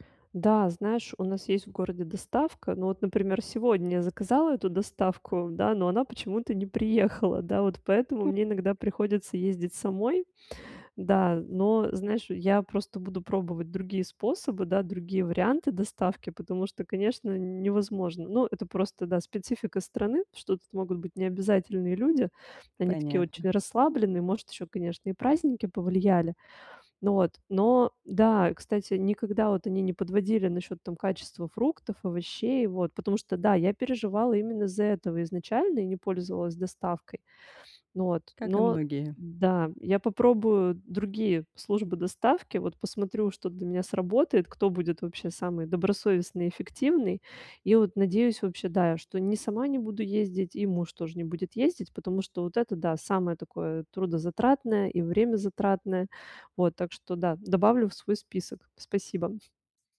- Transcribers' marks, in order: other background noise
- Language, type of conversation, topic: Russian, advice, Как мне совмещать работу и семейные обязанности без стресса?